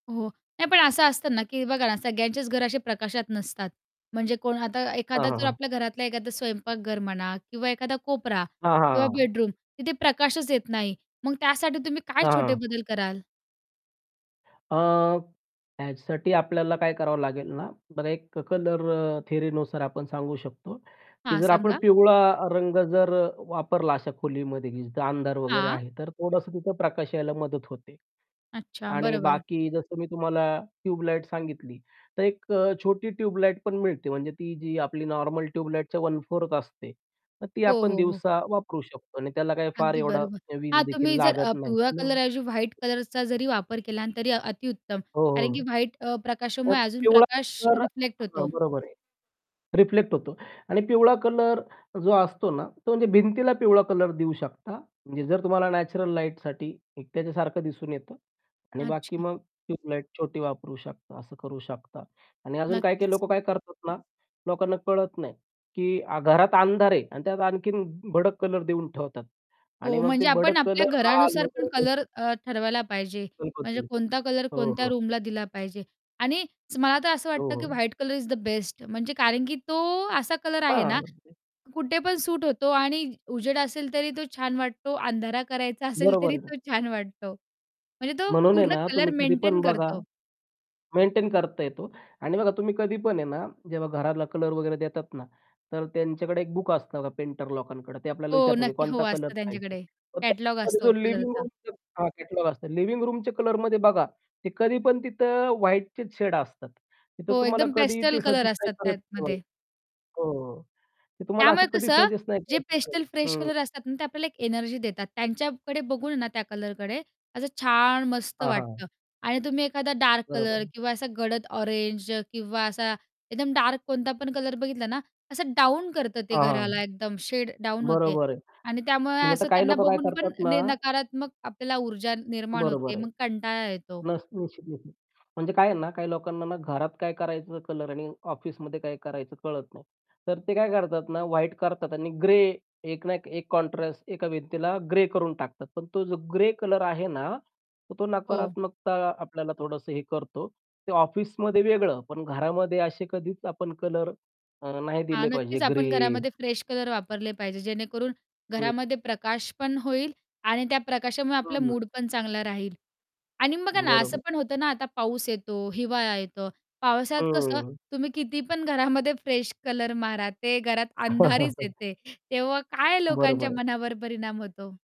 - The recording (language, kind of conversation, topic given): Marathi, podcast, घरातील प्रकाशामुळे तुमचा मूड कसा बदलतो, असं तुम्हाला वाटतं?
- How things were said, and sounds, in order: tapping; other background noise; in English: "वन फोर्थ"; unintelligible speech; horn; distorted speech; unintelligible speech; in English: "रूमला"; in English: "व्हाईट कलर इज द बेस्ट"; unintelligible speech; laughing while speaking: "असेल तरी तो छान वाटतो"; in English: "लिव्हिंग रूम"; in English: "लिव्हिंग रूमचे"; in English: "पेस्टल कलर"; unintelligible speech; in English: "पेस्टल फ्रेश कलर"; unintelligible speech; unintelligible speech; in English: "फ्रेश"; static; in English: "फ्रेश"; chuckle